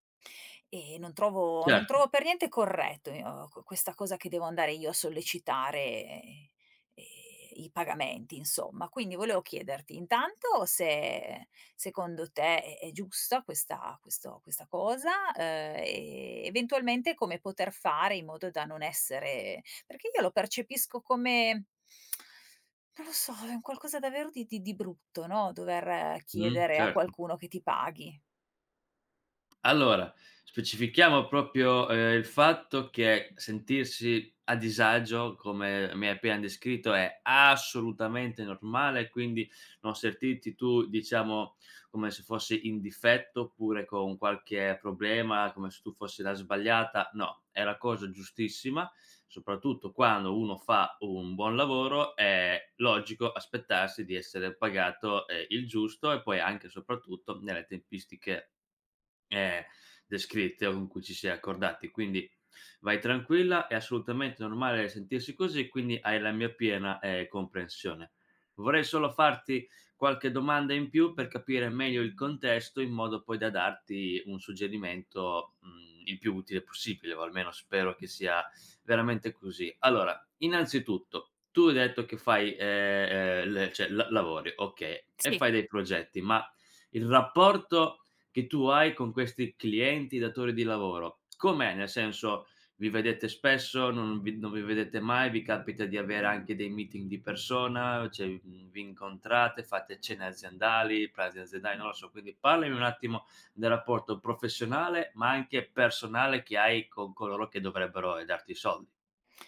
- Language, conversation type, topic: Italian, advice, Come posso superare l’imbarazzo nel monetizzare o nel chiedere il pagamento ai clienti?
- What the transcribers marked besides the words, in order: tapping; drawn out: "e"; stressed: "assolutamente"; "sentirti" said as "sertirti"; drawn out: "è"; other background noise; "parlami" said as "parlimi"